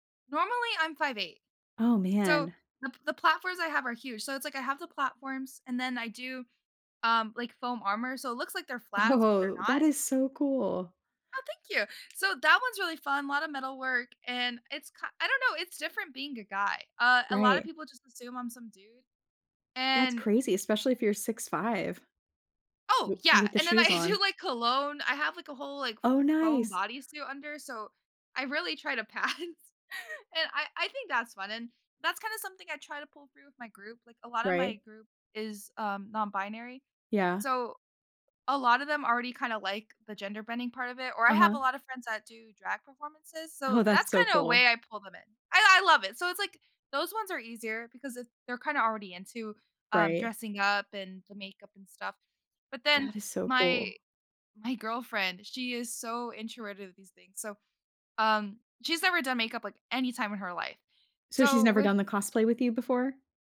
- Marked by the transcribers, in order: laughing while speaking: "Oh"; other background noise; laughing while speaking: "I do like"; laughing while speaking: "pass"
- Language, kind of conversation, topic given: English, unstructured, How can I make friends feel welcome trying a hobby?
- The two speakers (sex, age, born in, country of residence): female, 18-19, United States, United States; female, 35-39, United States, United States